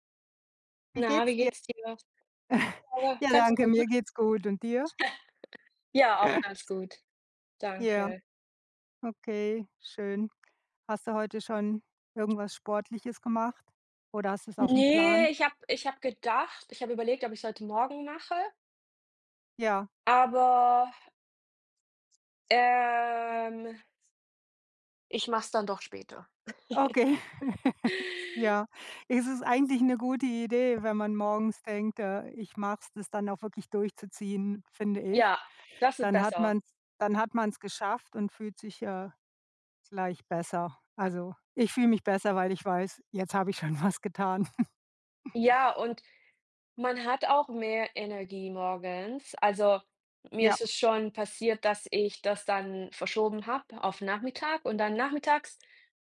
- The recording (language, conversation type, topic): German, unstructured, Welche Sportarten machst du am liebsten und warum?
- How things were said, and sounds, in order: chuckle; chuckle; drawn out: "Ne"; drawn out: "ähm"; chuckle; laughing while speaking: "schon"; chuckle